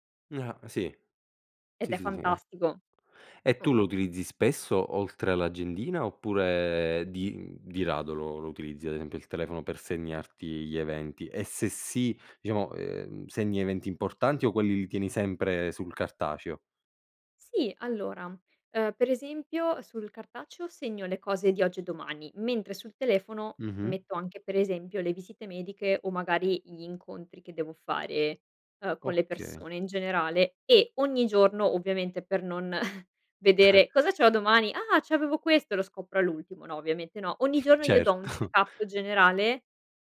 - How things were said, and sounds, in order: "Okay" said as "Occhè"; chuckle; laughing while speaking: "Certo"; chuckle
- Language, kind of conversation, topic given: Italian, podcast, Come pianifichi la tua settimana in anticipo?